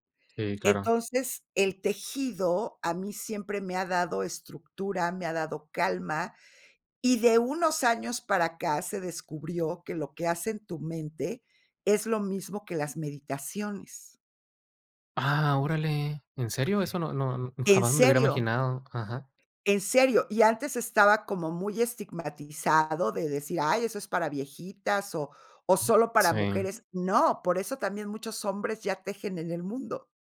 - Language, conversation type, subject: Spanish, podcast, ¿Cómo te permites descansar sin culpa?
- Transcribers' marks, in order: none